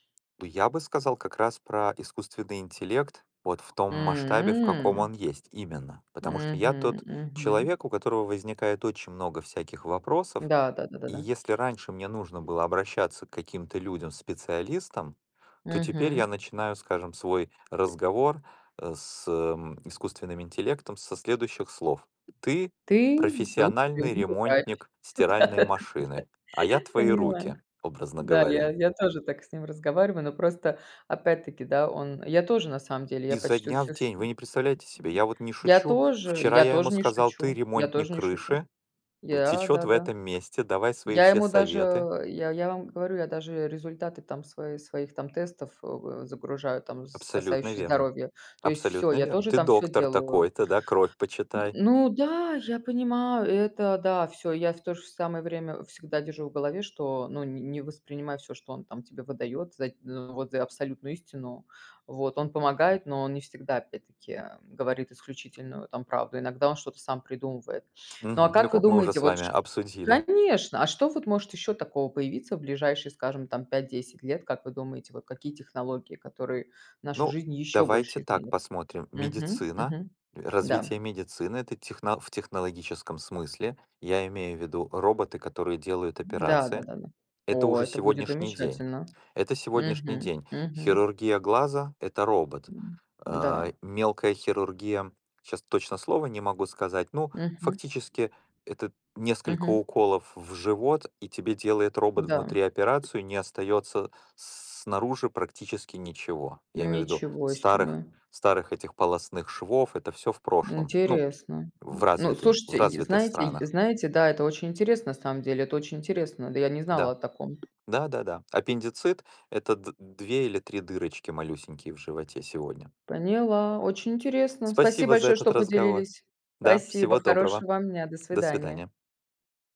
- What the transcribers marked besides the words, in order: background speech; drawn out: "М"; tapping; unintelligible speech; laughing while speaking: "Да да да да"; unintelligible speech; other background noise
- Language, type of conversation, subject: Russian, unstructured, Какие технологии вы считаете самыми полезными в быту?